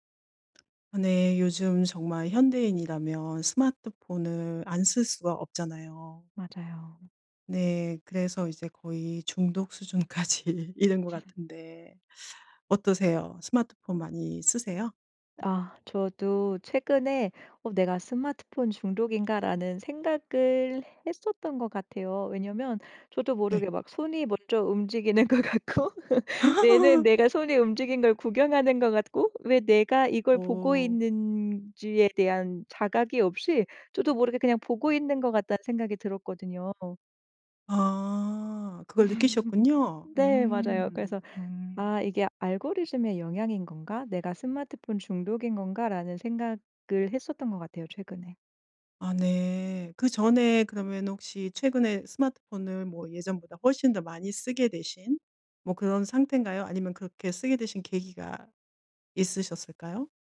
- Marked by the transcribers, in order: laughing while speaking: "수준까지"; laugh; laughing while speaking: "움직이는 것 같고"; laugh; laugh
- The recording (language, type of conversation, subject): Korean, podcast, 스마트폰 중독을 줄이는 데 도움이 되는 습관은 무엇인가요?